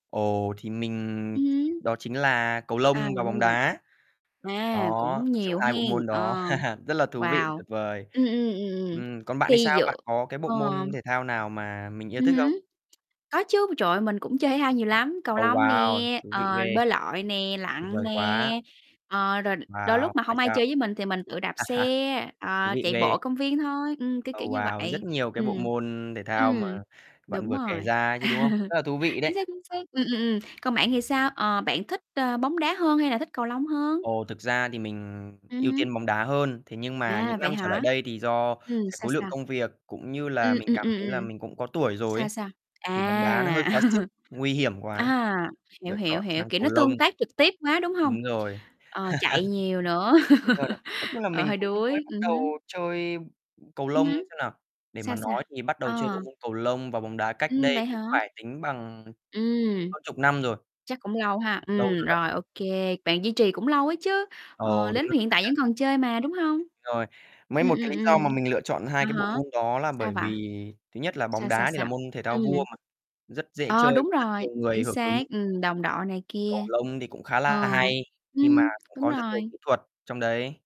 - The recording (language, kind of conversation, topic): Vietnamese, unstructured, Môn thể thao nào khiến bạn cảm thấy vui nhất?
- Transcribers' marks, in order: static; distorted speech; chuckle; tapping; other background noise; chuckle; chuckle; chuckle; unintelligible speech; laugh; chuckle